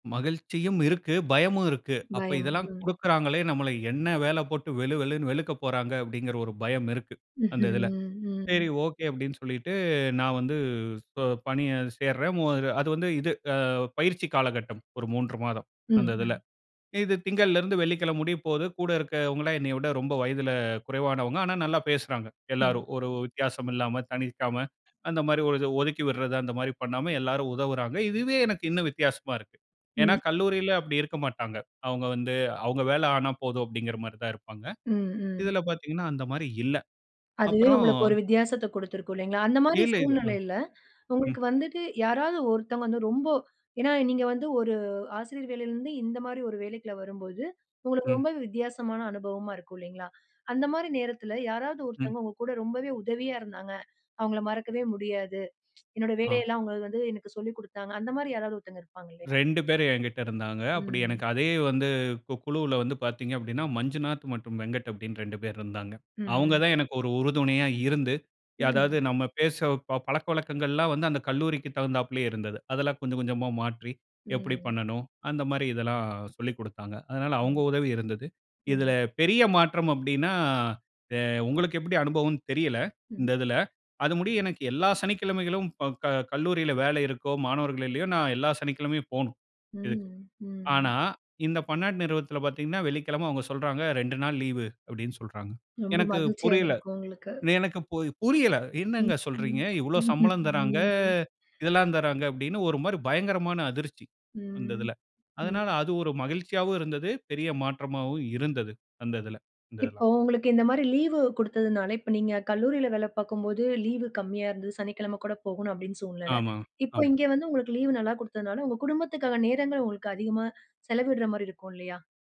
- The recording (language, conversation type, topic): Tamil, podcast, நீங்கள் சந்தித்த ஒரு பெரிய மாற்றம் குறித்து சொல்ல முடியுமா?
- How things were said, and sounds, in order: drawn out: "ம்ஹம்"; in English: "ஸோ"; other background noise; tsk